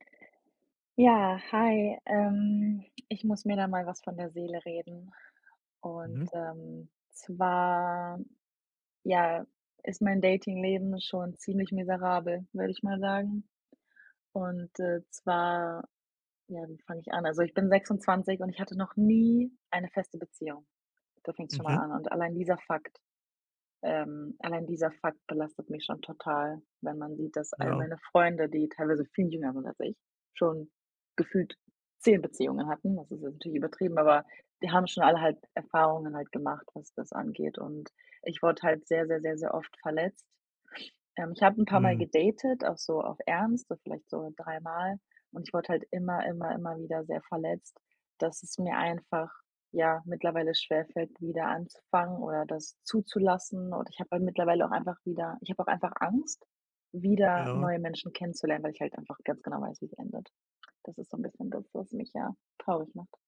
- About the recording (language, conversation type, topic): German, advice, Wie gehst du mit Unsicherheit nach einer Trennung oder beim Wiedereinstieg ins Dating um?
- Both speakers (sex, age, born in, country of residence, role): female, 25-29, Germany, Sweden, user; male, 35-39, Germany, Germany, advisor
- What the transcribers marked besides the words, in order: other background noise; drawn out: "zwar"; stressed: "nie"; stressed: "zehn"; sniff; tongue click